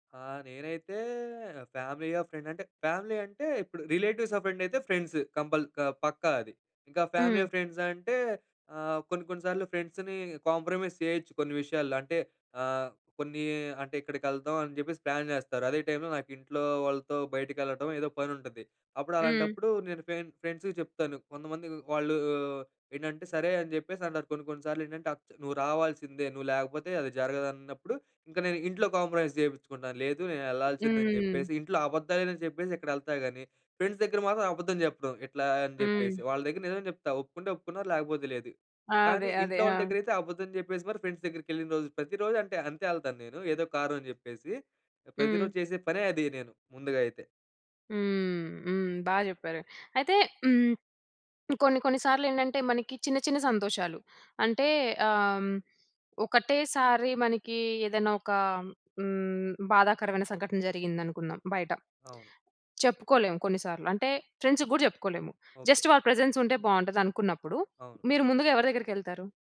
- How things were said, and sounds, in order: in English: "ఫ్యామిలీ"; in English: "రిలేటివ్స్ ఆర్ ఫ్రెండ్"; in English: "ఫ్రెండ్స్"; in English: "ఫ్రెండ్స్‌ని కాంప్రమైస్"; in English: "ప్లాన్"; in English: "టైమ్‌లో"; in English: "ఫ్రెం ఫ్రెండ్స్‌కి"; other background noise; in English: "కాంప్రమైస్"; drawn out: "హ్మ్"; in English: "ఫ్రెండ్స్"; in English: "ఫ్రెండ్స్"; in English: "ఫ్రెండ్స్‌కి"; in English: "జస్ట్"; in English: "ప్రెజన్స్"
- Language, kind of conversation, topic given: Telugu, podcast, మీరు నిజమైన సంతోషాన్ని ఎలా గుర్తిస్తారు?